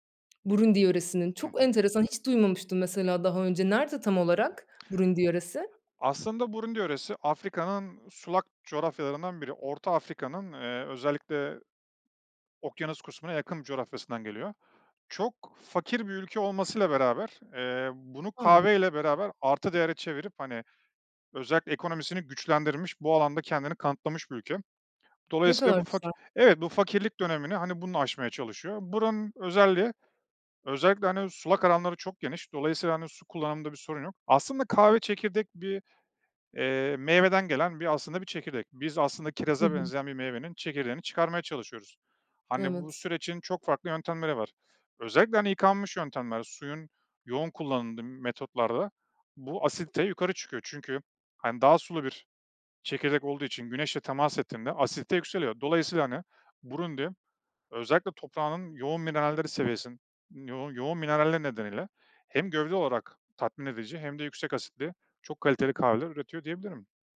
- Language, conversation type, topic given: Turkish, podcast, Bu yaratıcı hobinle ilk ne zaman ve nasıl tanıştın?
- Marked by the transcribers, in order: tapping; other background noise